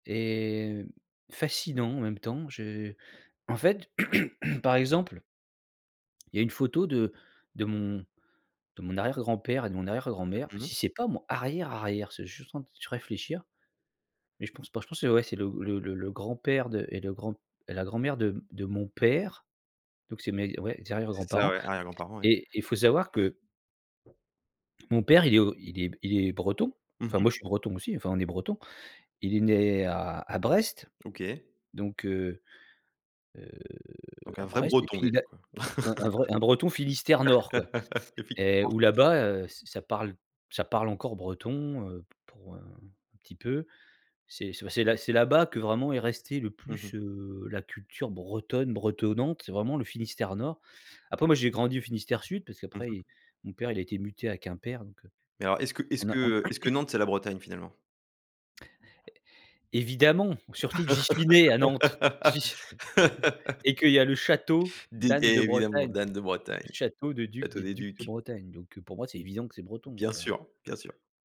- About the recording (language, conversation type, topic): French, podcast, Quel rôle jouent les photos anciennes chez toi ?
- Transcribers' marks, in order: throat clearing; stressed: "père"; laugh; laughing while speaking: "Évidemment"; other background noise; throat clearing; laugh; tapping